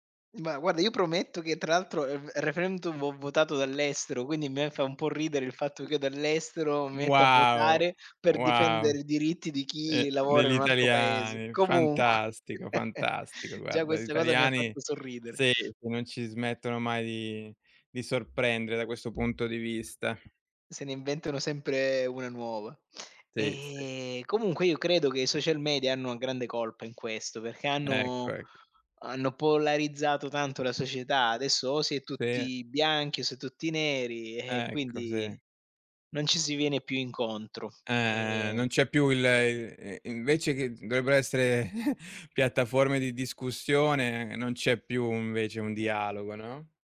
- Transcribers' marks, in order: tapping; chuckle; other background noise; chuckle
- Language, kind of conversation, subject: Italian, unstructured, Come pensi che i social media influenzino la politica?
- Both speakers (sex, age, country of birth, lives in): male, 40-44, Italy, Germany; male, 40-44, Italy, Italy